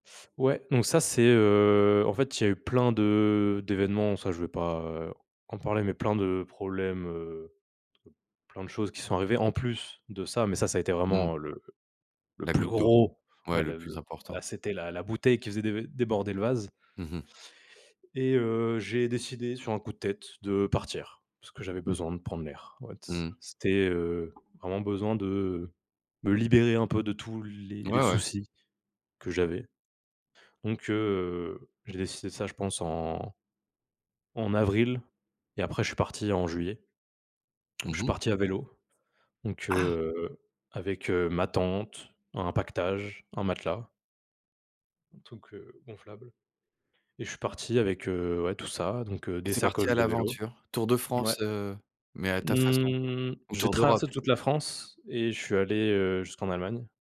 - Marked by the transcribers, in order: drawn out: "heu"; stressed: "gros"; other background noise; stressed: "Ah"
- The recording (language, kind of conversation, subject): French, podcast, Peux-tu raconter une expérience qui t’a vraiment fait grandir ?